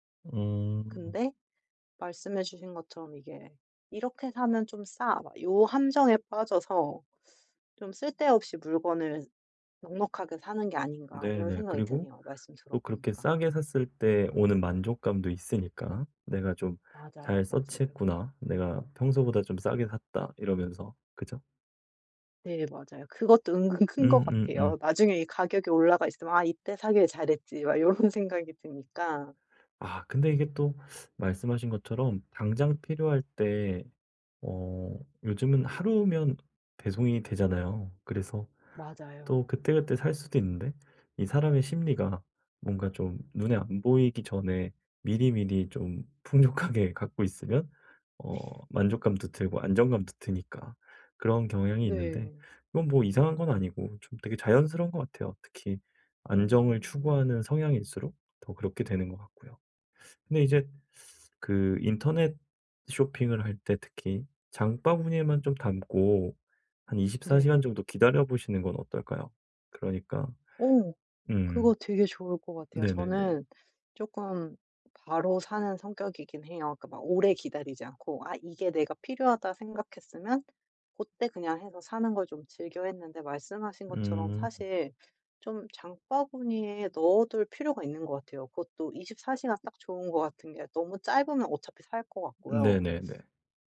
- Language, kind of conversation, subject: Korean, advice, 일상에서 구매 습관을 어떻게 조절하고 꾸준히 유지할 수 있을까요?
- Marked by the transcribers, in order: in English: "서치"; laughing while speaking: "요런"; teeth sucking; laughing while speaking: "풍족하게"; other background noise